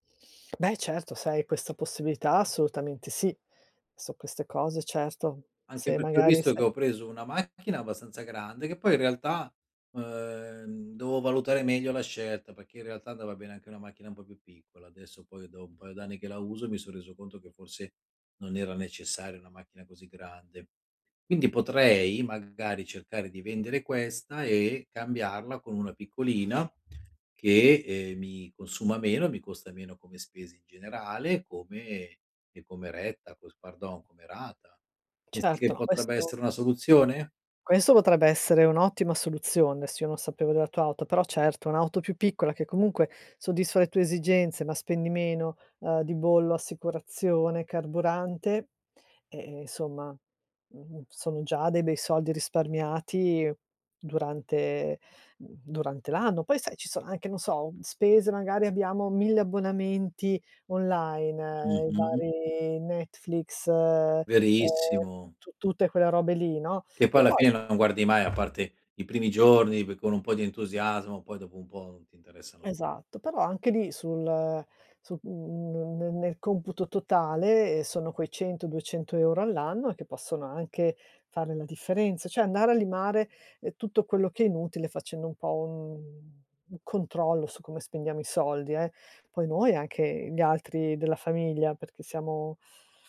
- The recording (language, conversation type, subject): Italian, advice, Come posso bilanciare i piaceri immediati con gli obiettivi a lungo termine e le ricompense utili?
- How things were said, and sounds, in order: tapping; other background noise